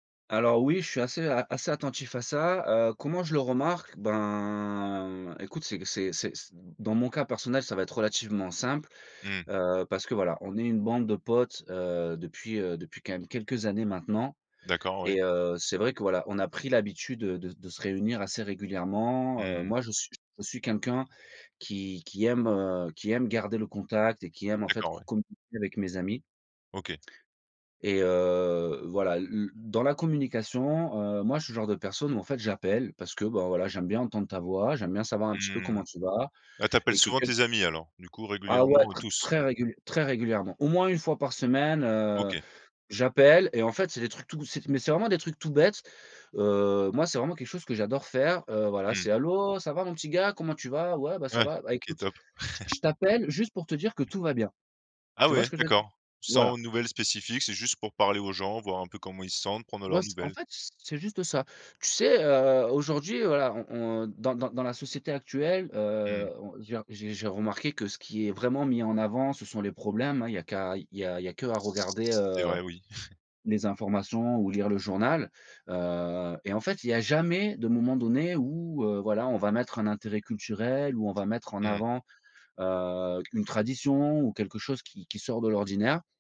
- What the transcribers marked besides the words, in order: drawn out: "Ben"; other background noise; laugh; tapping; chuckle
- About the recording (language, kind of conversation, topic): French, podcast, Comment réagir quand un ami se ferme et s’isole ?